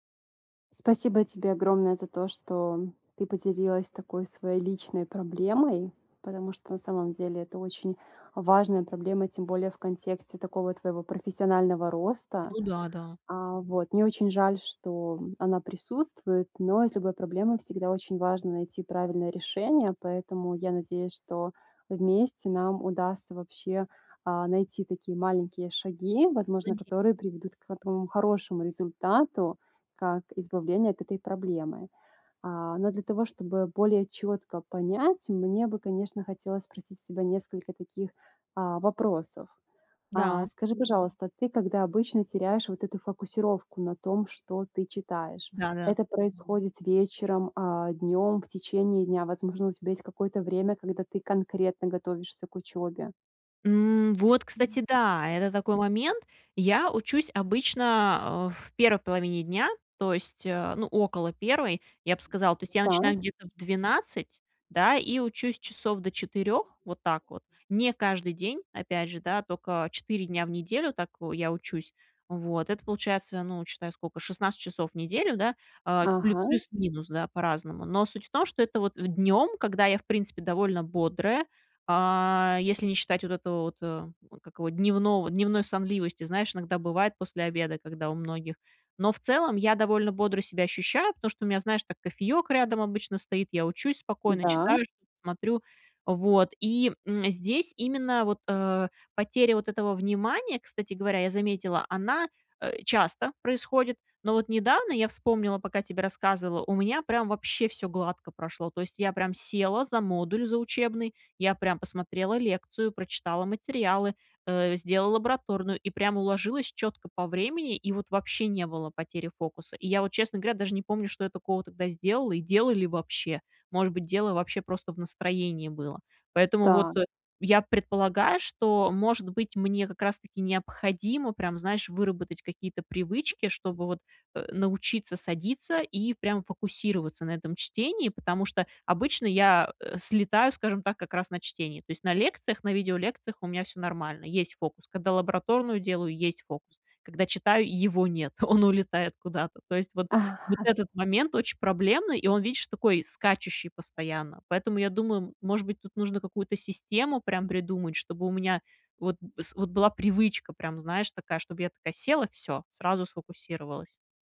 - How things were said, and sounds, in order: tapping; unintelligible speech; other background noise; other noise; laughing while speaking: "Он"; chuckle
- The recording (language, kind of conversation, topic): Russian, advice, Как снова научиться получать удовольствие от чтения, если трудно удерживать внимание?